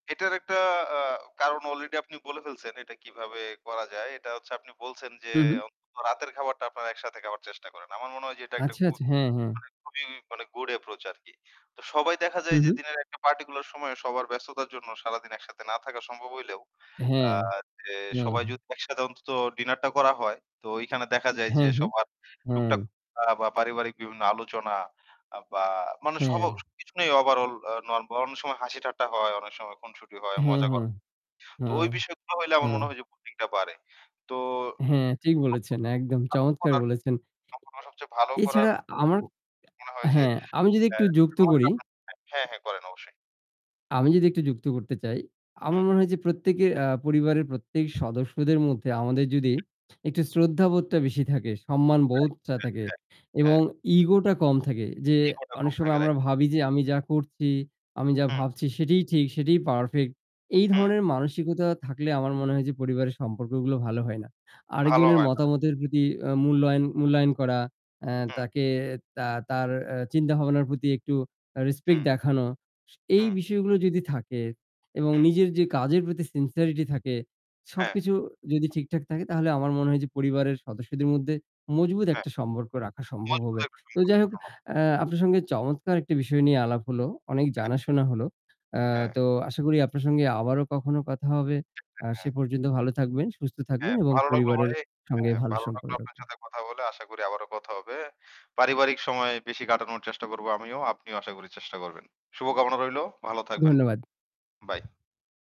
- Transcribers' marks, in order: static; in English: "already"; in English: "good approach"; in English: "particular"; in English: "overall"; "ঠিক" said as "টিক"; in English: "bonding"; other background noise; unintelligible speech; unintelligible speech; tapping; other noise; in English: "ego"; in English: "Ego"; in English: "perfect"; in English: "respect"; in English: "sincerity"; unintelligible speech; distorted speech
- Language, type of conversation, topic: Bengali, unstructured, পরিবারের সঙ্গে সম্পর্ক ভালো রাখতে আপনি কী কী অভ্যাস করেন?